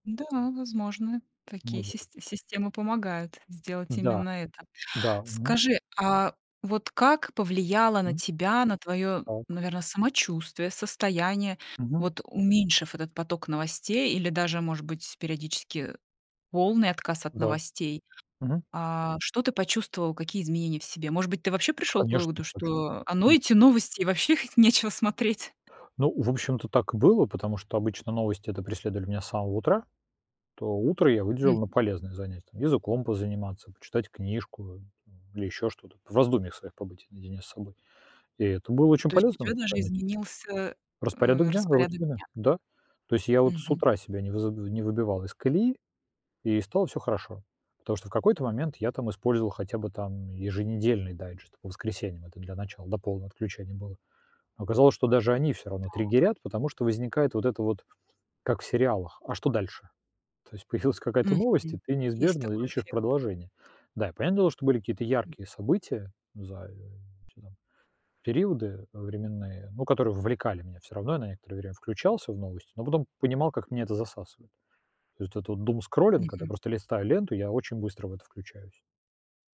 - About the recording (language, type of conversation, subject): Russian, podcast, Что помогает не утонуть в потоке новостей?
- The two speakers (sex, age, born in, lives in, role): female, 40-44, Russia, Mexico, host; male, 45-49, Russia, Italy, guest
- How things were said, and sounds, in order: tapping; laughing while speaking: "вообще их нечего смотреть?"; other background noise; laughing while speaking: "появилась"; unintelligible speech